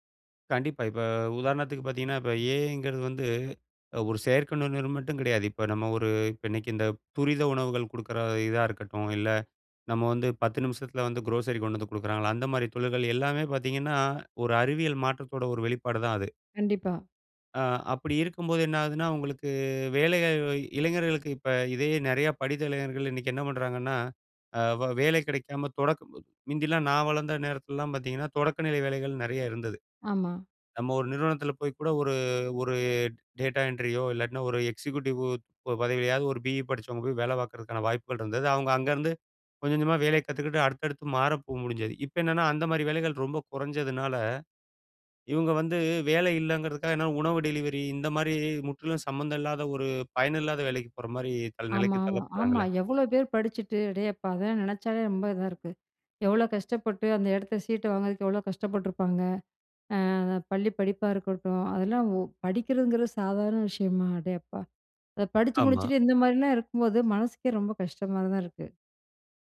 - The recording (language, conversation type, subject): Tamil, podcast, எதிர்காலத்தில் செயற்கை நுண்ணறிவு நம் வாழ்க்கையை எப்படிப் மாற்றும்?
- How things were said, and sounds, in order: in English: "குரோசரி"; drawn out: "உங்களுக்கு"; unintelligible speech; in English: "டேட்டா என்ட்ரி"; in English: "எக்ஸிக்யூட்டிவ்"; sad: "எவ்ளோ பேர் படிச்சுட்டு அடேயப்பா! அதெல்லாம் … கஷ்டமா தான் இருக்கு"